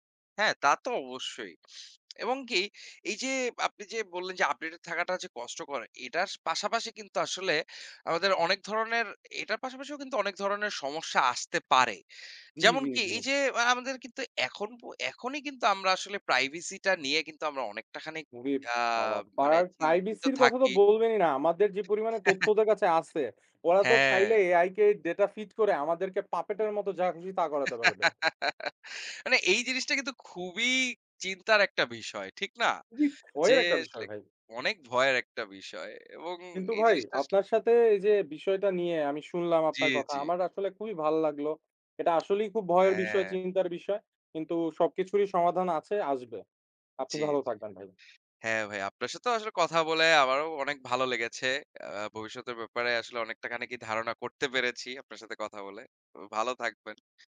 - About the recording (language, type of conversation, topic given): Bengali, unstructured, কৃত্রিম বুদ্ধিমত্তা কীভাবে আমাদের ভবিষ্যৎ গঠন করবে?
- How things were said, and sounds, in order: "এটার" said as "এটাশ"; chuckle; in English: "data feet"; in English: "puppet"; laugh